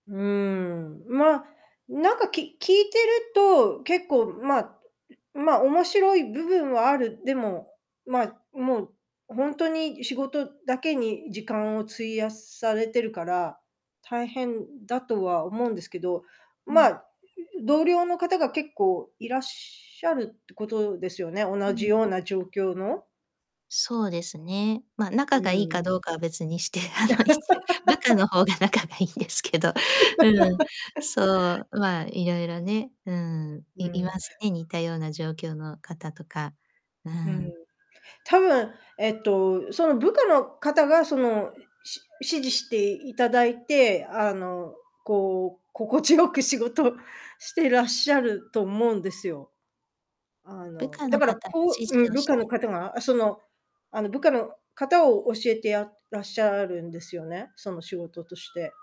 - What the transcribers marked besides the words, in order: distorted speech; static; other background noise; laugh; laughing while speaking: "あの、いち 部下の方が仲がいいんですけど"; siren; laughing while speaking: "心地よく仕事"
- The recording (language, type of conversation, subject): Japanese, advice, 複数の仕事を同時に抱えていて効率が落ちているのですが、どうすれば改善できますか？